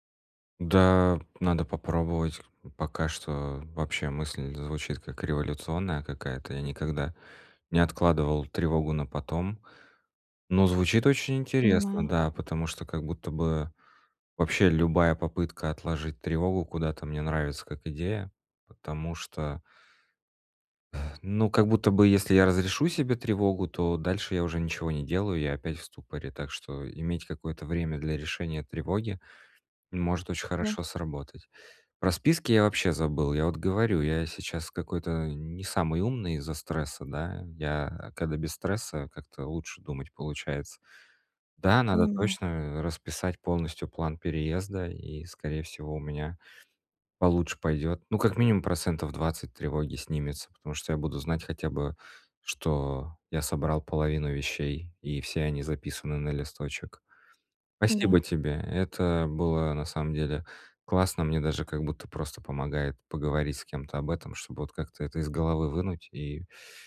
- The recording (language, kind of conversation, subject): Russian, advice, Как мне стать более гибким в мышлении и легче принимать изменения?
- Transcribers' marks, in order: tapping